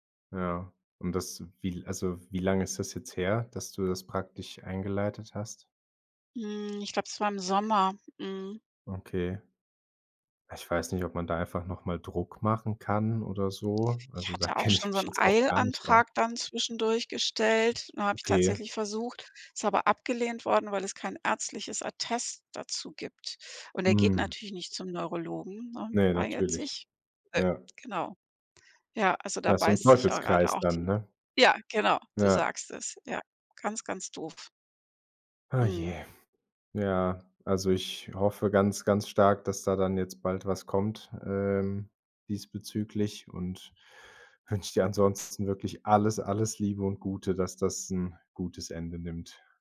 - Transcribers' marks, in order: other background noise; laughing while speaking: "kenne ich"
- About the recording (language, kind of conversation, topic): German, advice, Wie kann ich plötzlich die Pflege meiner älteren Eltern übernehmen und gut organisieren?
- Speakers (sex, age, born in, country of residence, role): female, 55-59, Germany, Italy, user; male, 25-29, Germany, Germany, advisor